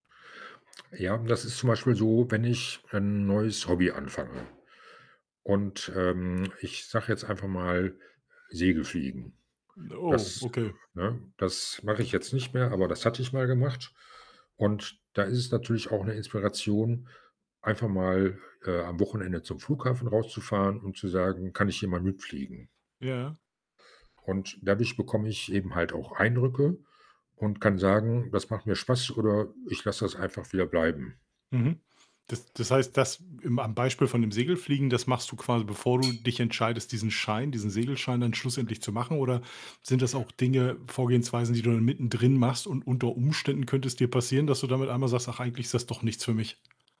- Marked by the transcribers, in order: tapping; other background noise
- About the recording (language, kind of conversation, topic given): German, podcast, Wie findest du Inspiration für neue Projekte?